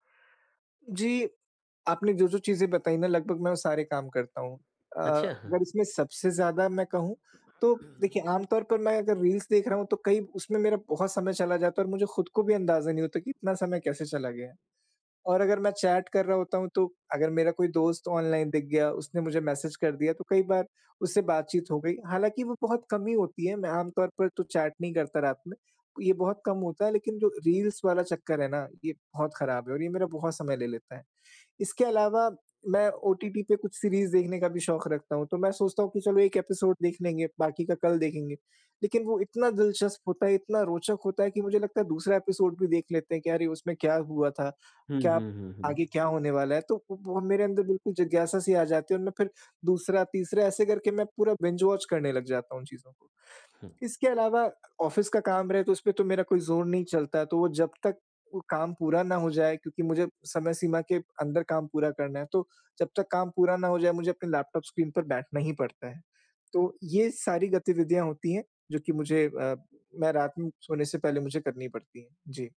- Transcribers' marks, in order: other background noise; in English: "रील्स"; in English: "रील्स"; in English: "सीरीज़"; in English: "एपिसोड"; in English: "एपिसोड"; in English: "बिंज वॉच"; in English: "ऑफ़िस"
- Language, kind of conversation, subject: Hindi, advice, सोने से पहले स्क्रीन इस्तेमाल करने की आदत